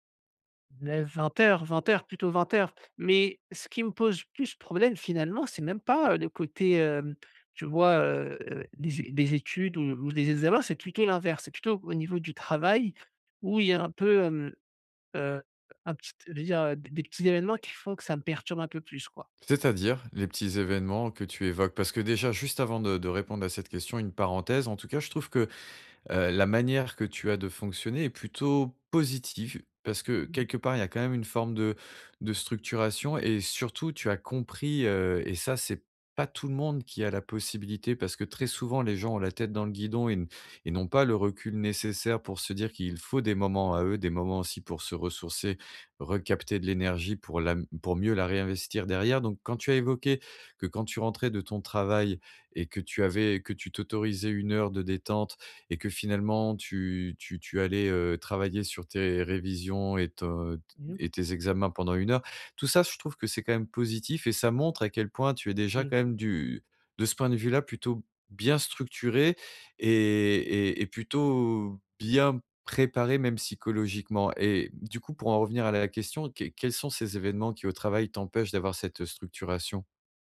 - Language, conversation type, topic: French, advice, Comment structurer ma journée pour rester concentré et productif ?
- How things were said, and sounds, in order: none